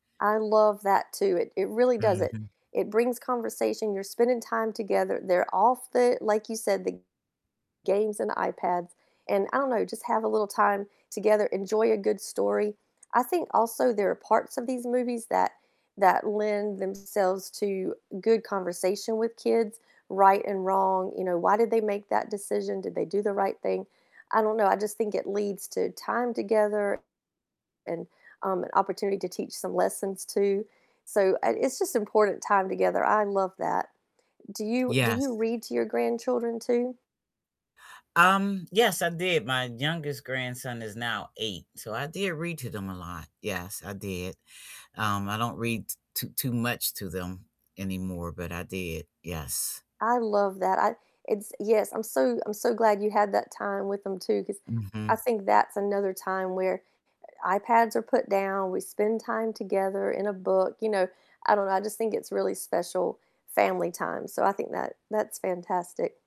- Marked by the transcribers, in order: distorted speech; tapping
- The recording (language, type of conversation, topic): English, unstructured, Which TV shows are you recommending to everyone right now, and why do they resonate with you?